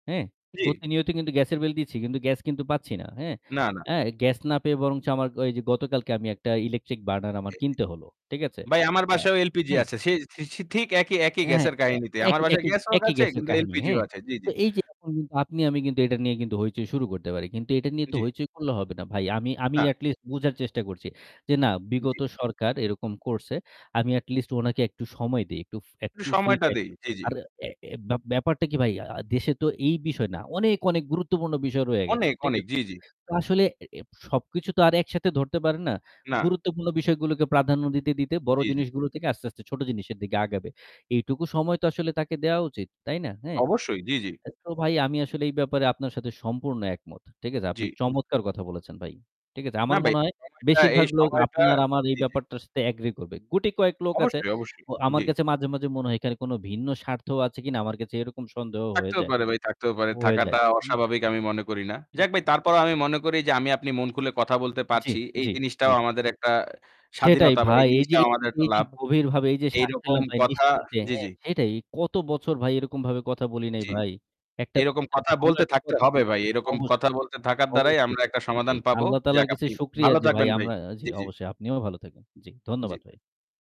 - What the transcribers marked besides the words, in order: static; in English: "ইলেকট্রিক বার্নার"; unintelligible speech; tapping; "একটু" said as "এটু"; unintelligible speech; distorted speech; in English: "এগ্রি"; "একটা" said as "এটা"; unintelligible speech
- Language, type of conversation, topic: Bengali, unstructured, সাম্প্রতিক রাজনৈতিক সিদ্ধান্তগুলো আপনার জীবনে কী প্রভাব ফেলেছে?